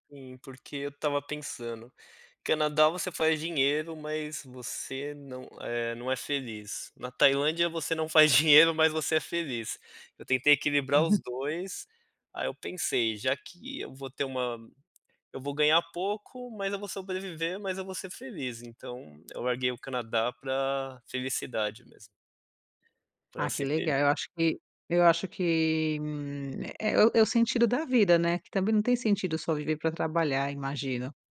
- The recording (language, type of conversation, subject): Portuguese, podcast, Como foi o momento em que você se orgulhou da sua trajetória?
- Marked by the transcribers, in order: laugh